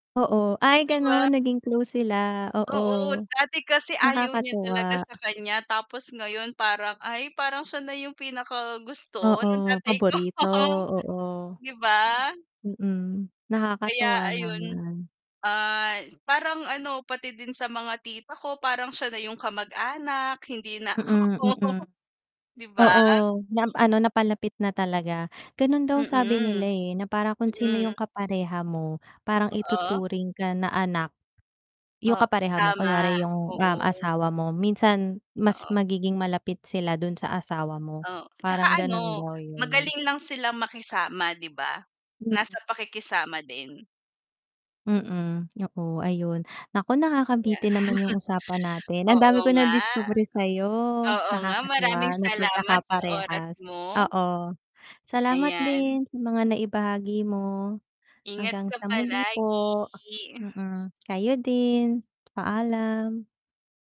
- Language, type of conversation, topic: Filipino, unstructured, Ano ang pinakamasayang alaala mo sa pagtitipon ng pamilya?
- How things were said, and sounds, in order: distorted speech; other background noise; laughing while speaking: "ko"; static; laughing while speaking: "ako"; chuckle